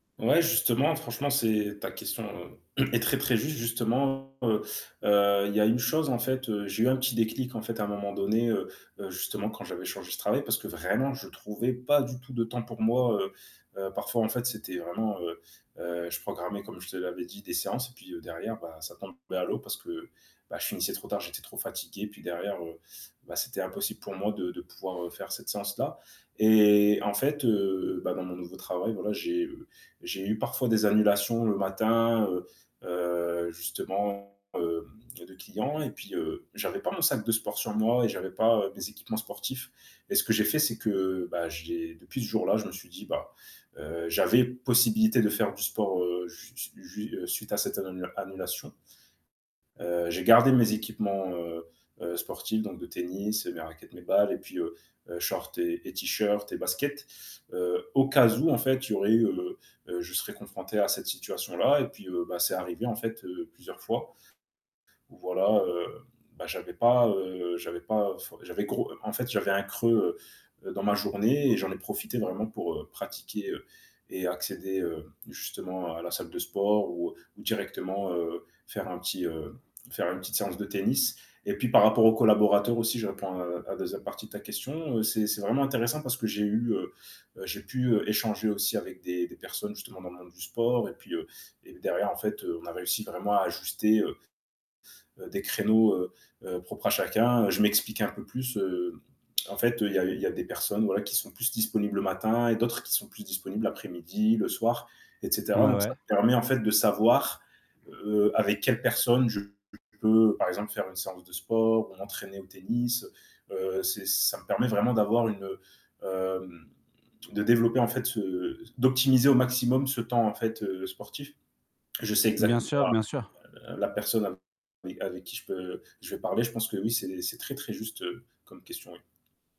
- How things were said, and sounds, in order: static; throat clearing; distorted speech; other background noise
- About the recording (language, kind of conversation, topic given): French, advice, Comment faire du sport quand on manque de temps entre le travail et la famille ?